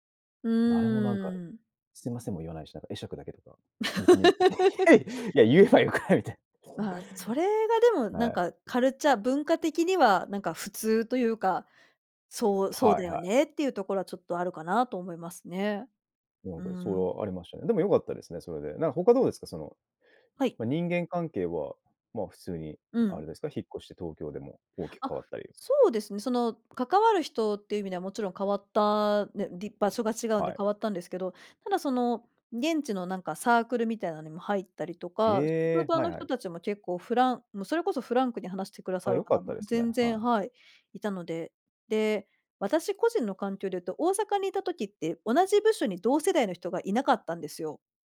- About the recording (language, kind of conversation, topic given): Japanese, podcast, 引っ越しをきっかけに自分が変わったと感じた経験はありますか？
- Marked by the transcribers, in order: laugh; laughing while speaking: "いや い いや、言えばよくない"